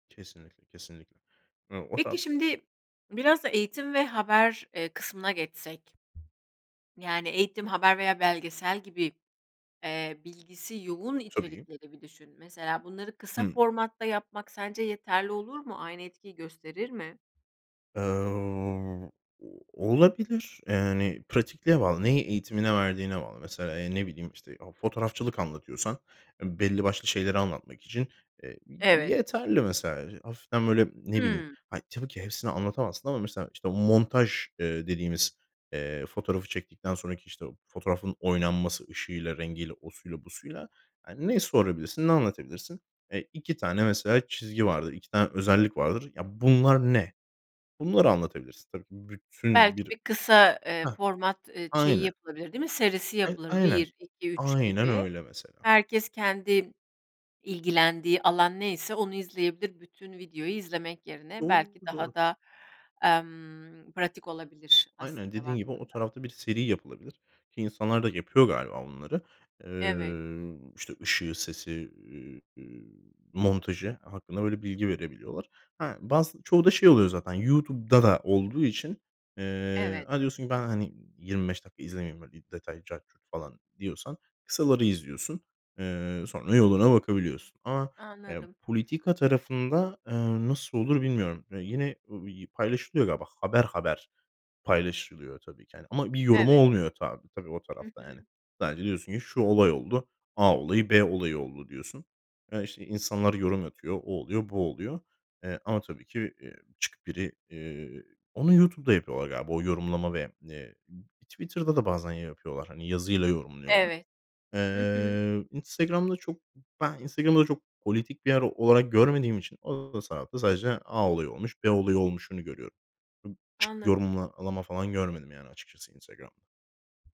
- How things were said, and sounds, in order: unintelligible speech; other background noise; tapping
- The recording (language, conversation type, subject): Turkish, podcast, Kısa videolar, uzun formatlı içerikleri nasıl geride bıraktı?